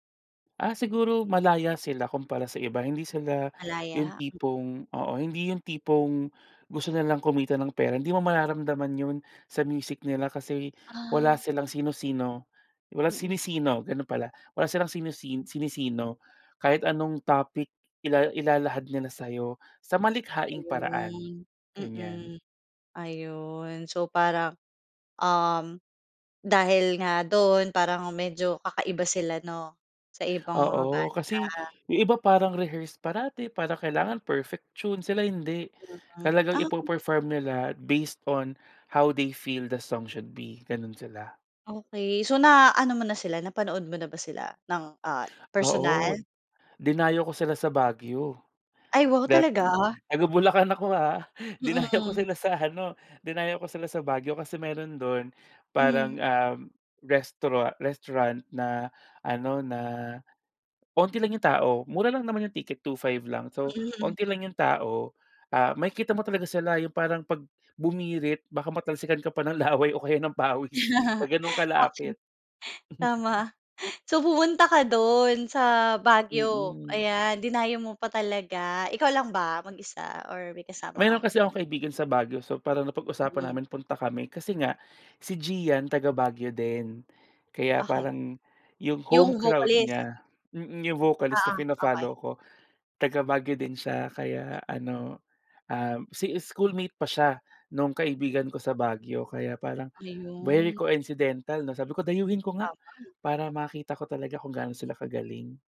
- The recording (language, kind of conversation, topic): Filipino, podcast, Ano ang paborito mong lokal na mang-aawit o banda sa ngayon, at bakit mo sila gusto?
- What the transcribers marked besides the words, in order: in English: "based on how they feel the song should be"; laughing while speaking: "laway o kaya ng pawis"